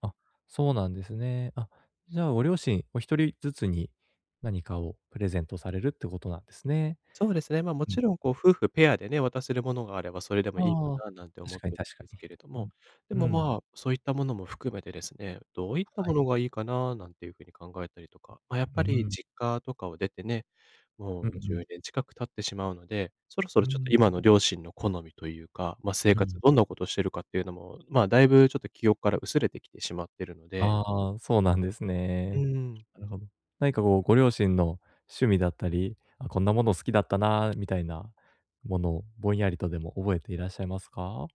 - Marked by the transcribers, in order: none
- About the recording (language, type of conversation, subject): Japanese, advice, 相手に本当に喜ばれるギフトはどう選べばよいですか？